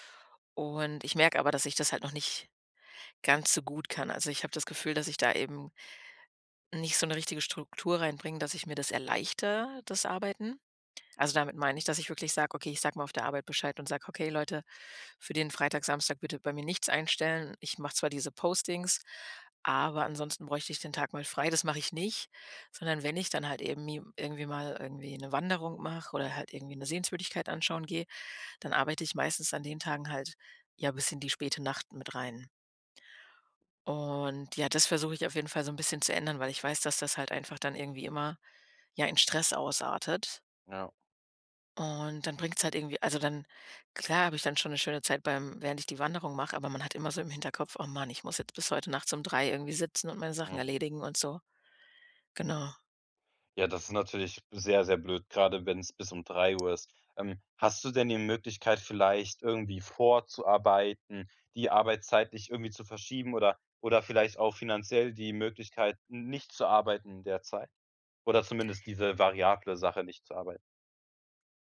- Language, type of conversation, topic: German, advice, Wie plane ich eine Reise stressfrei und ohne Zeitdruck?
- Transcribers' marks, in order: other background noise